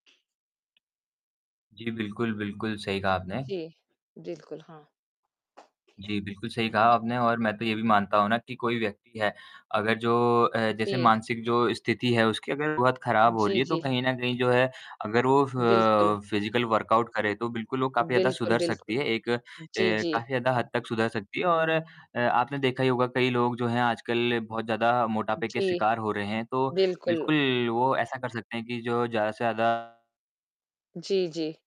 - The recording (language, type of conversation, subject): Hindi, unstructured, क्या व्यायाम न करने पर आपको कभी गुस्सा आता है?
- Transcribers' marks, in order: other background noise; tapping; distorted speech; in English: "फ़िज़िकल वर्कआउट"